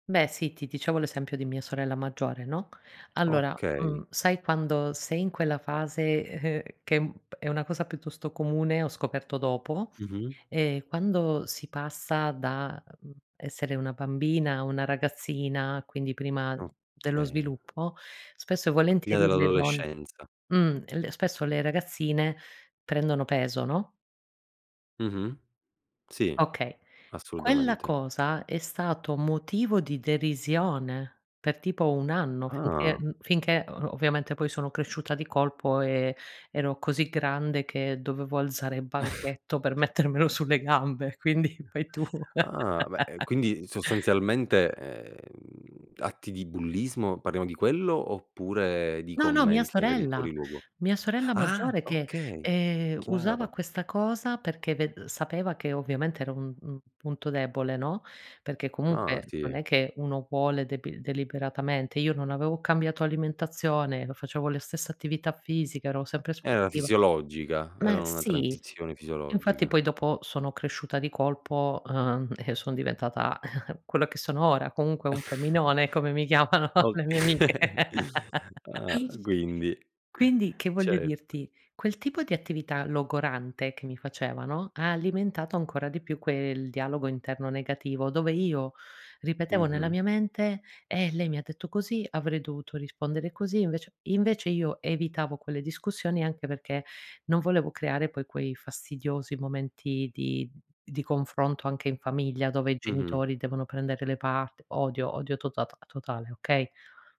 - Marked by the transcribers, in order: laughing while speaking: "e ehm"; other background noise; tapping; "Prima" said as "pria"; chuckle; laughing while speaking: "mettermelo sulle gambe, quindi fai tu"; laugh; chuckle; laughing while speaking: "Okay"; laughing while speaking: "chiamano le mie amiche"; laugh
- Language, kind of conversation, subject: Italian, podcast, Come hai disinnescato il dialogo interiore negativo?